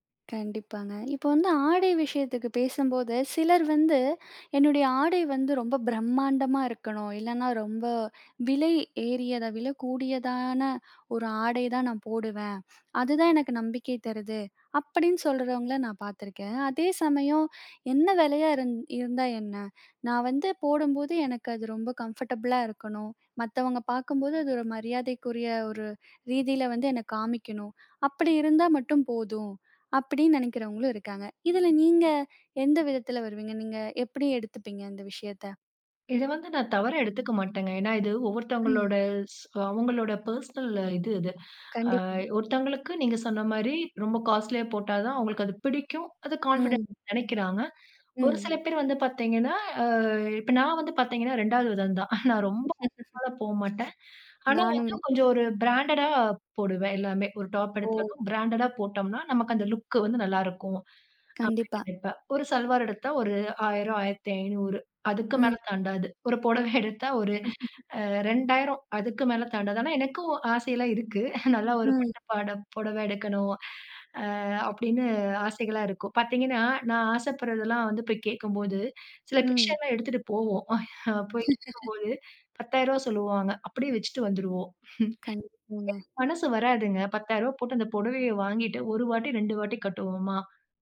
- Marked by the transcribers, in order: in English: "கம்ஃபர்டபுளா"; in English: "பர்ஸ்னல்"; in English: "காஸ்ட்லியா"; in English: "கான்ஃபிடென்ட்"; laugh; other noise; chuckle; in English: "பிராண்டடா"; in English: "பிராண்டடா"; in English: "லுக்"; laughing while speaking: "ஒரு புடவை எடுத்தா? ஒரு"; laugh; laughing while speaking: "சைலா இருக்கு நல்லா ஒரு"; in English: "பிக்சர்"; laughing while speaking: "எடுத்துகிட்டு போவோம்"; laugh; chuckle
- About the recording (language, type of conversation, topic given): Tamil, podcast, உங்கள் ஆடைகள் உங்கள் தன்னம்பிக்கையை எப்படிப் பாதிக்கிறது என்று நீங்கள் நினைக்கிறீர்களா?